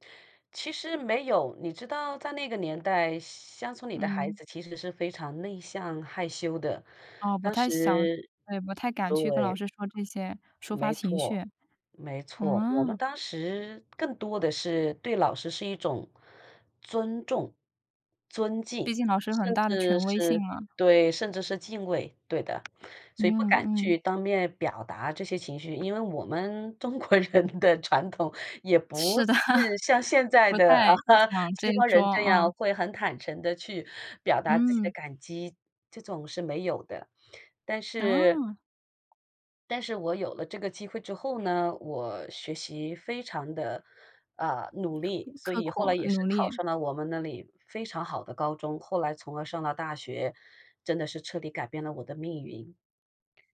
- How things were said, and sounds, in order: other background noise; laughing while speaking: "中国人的传统"; laughing while speaking: "是的"; laughing while speaking: "啊"
- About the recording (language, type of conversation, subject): Chinese, podcast, 有没有哪位老师或前辈曾经影响并改变了你的人生方向？